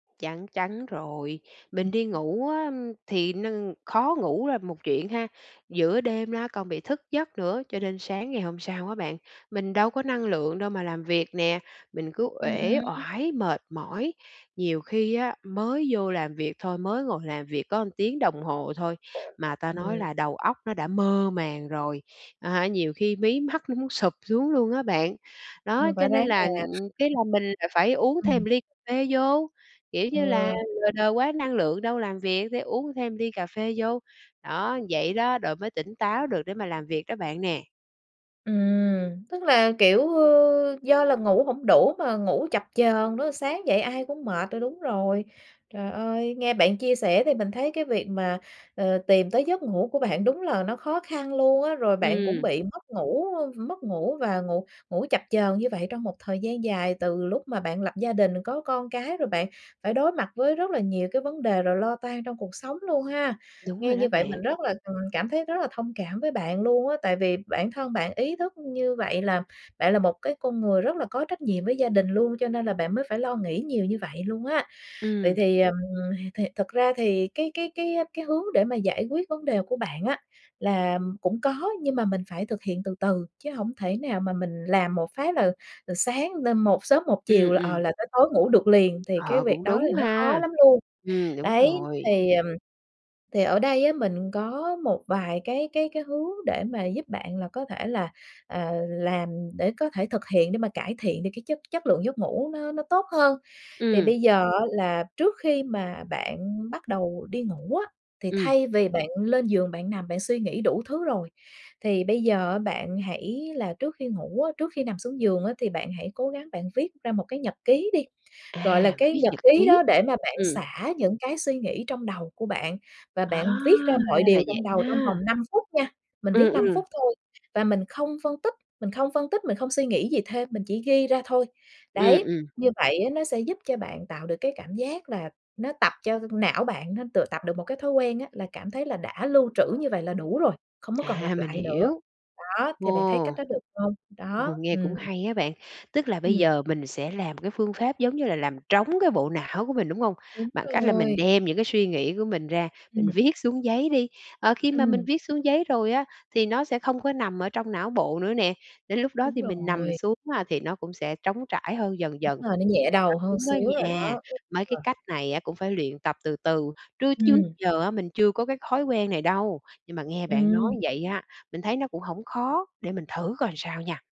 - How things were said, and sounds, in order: other background noise; laughing while speaking: "mắt"; tapping; laughing while speaking: "Ồ"; laughing while speaking: "viết"; unintelligible speech
- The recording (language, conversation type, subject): Vietnamese, advice, Khó ngủ vì suy nghĩ liên tục về tương lai